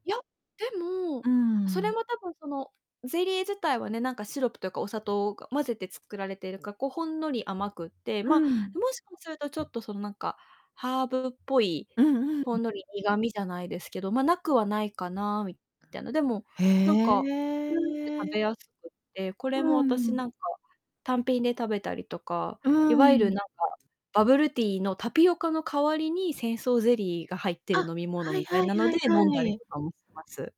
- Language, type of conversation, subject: Japanese, unstructured, 食べ物にまつわる、思い出に残っているエピソードはありますか？
- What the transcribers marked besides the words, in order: distorted speech